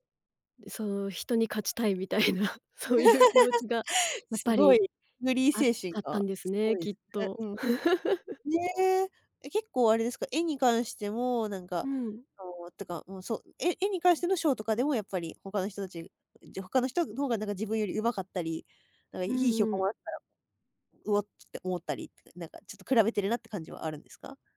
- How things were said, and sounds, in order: laughing while speaking: "勝ちたいみたいな"; laugh; chuckle
- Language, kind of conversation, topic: Japanese, podcast, 他人と比べないようにするには、どうすればいいですか？